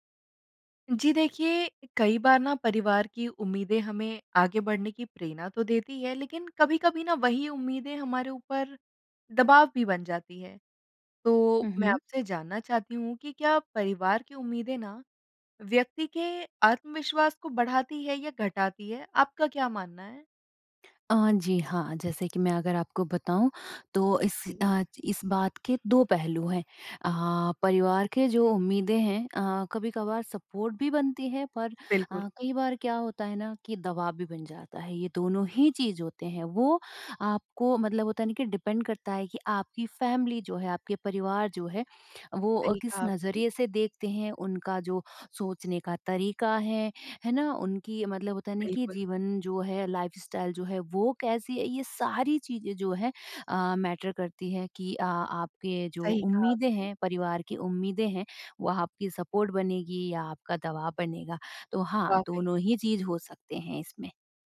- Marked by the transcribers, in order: tapping; in English: "सपोर्ट"; in English: "डिपेंड"; in English: "फ़ैमिली"; in English: "लाइफ़स्टाइल"; in English: "मैटर"; in English: "सपोर्ट"
- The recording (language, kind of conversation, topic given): Hindi, podcast, क्या पारिवारिक उम्मीदें सहारा बनती हैं या दबाव पैदा करती हैं?